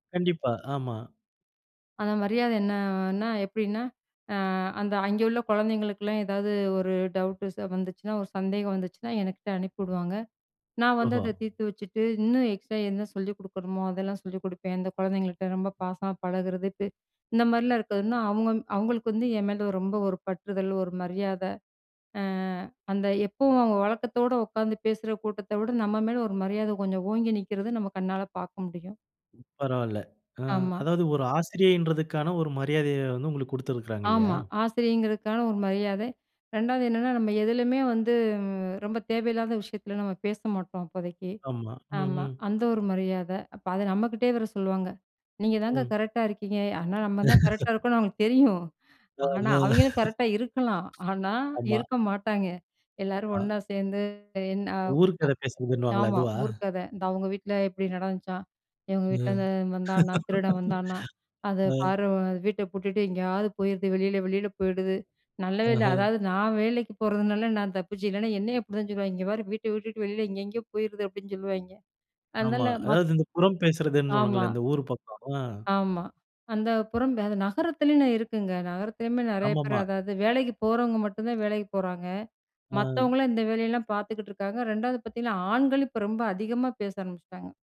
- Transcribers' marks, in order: tapping; laugh; other background noise; laugh
- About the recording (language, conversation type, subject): Tamil, podcast, பணிநிறுத்தங்களும் வேலை இடைவெளிகளும் உங்கள் அடையாளத்தை எப்படிப் பாதித்ததாக நீங்கள் நினைக்கிறீர்கள்?